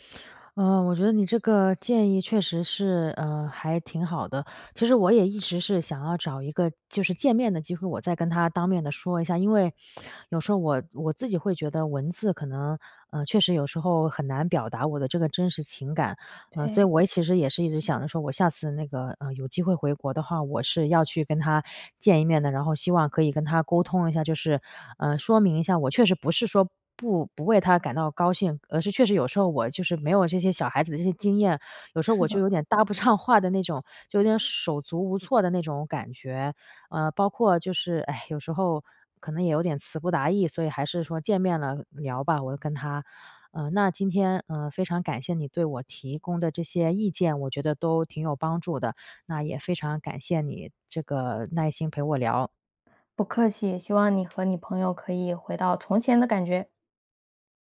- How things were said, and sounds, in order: laughing while speaking: "不上"; other background noise
- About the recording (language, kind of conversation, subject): Chinese, advice, 我该如何与老朋友沟通澄清误会？